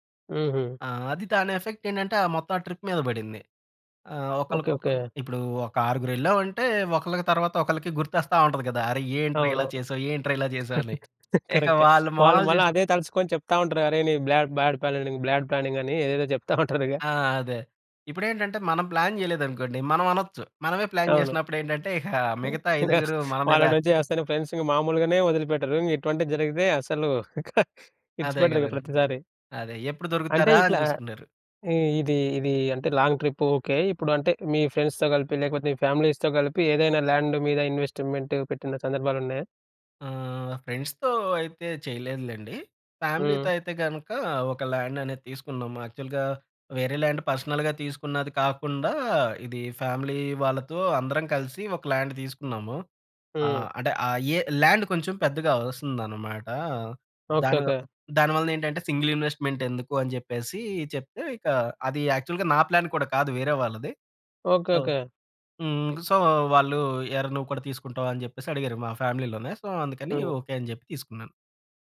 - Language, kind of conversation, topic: Telugu, podcast, ప్రయాణాలు, కొత్త అనుభవాల కోసం ఖర్చు చేయడమా లేదా ఆస్తి పెంపుకు ఖర్చు చేయడమా—మీకు ఏది ఎక్కువ ముఖ్యమైంది?
- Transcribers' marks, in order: in English: "ఎఫెక్ట్"; in English: "ట్రిప్"; tapping; chuckle; in English: "బ్లాడ్డ్ పానింగ్ బ్యాడ్ ప్లానింగ్"; chuckle; in English: "ప్లాన్"; in English: "ప్లాన్"; chuckle; chuckle; in English: "ఫ్రెండ్స్‌తో"; in English: "ఫ్యామిలీస్‌తో"; in English: "ఇన్వెస్ట్‌మెంట్"; in English: "ఫ్రెండ్స్‌తో"; in English: "ఫ్యామిలీ‌తో"; in English: "ల్యాండ్"; in English: "యాక్చువల్‌గా"; in English: "ల్యాండ్ పర్సనల్‌గా"; in English: "ఫ్యామిలీ"; in English: "ల్యాండ్"; in English: "ల్యాండ్"; in English: "సింగిల్ ఇన్వెస్ట్‌మెంట్"; in English: "యాక్చువల్‌గా"; in English: "ప్లాన్"; in English: "సో"; in English: "సో"; in English: "ఫ్యామిలీ‌లోనే. సో"